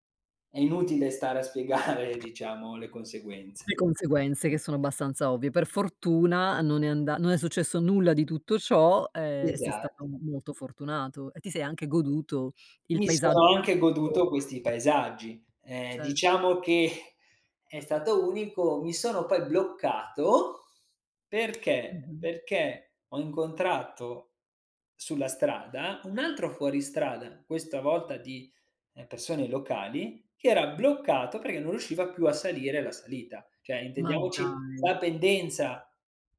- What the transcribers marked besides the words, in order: laughing while speaking: "spiegare"; other background noise; unintelligible speech; "Cioè" said as "ceh"
- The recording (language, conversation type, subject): Italian, podcast, Qual è un luogo naturale che ti ha lasciato senza parole?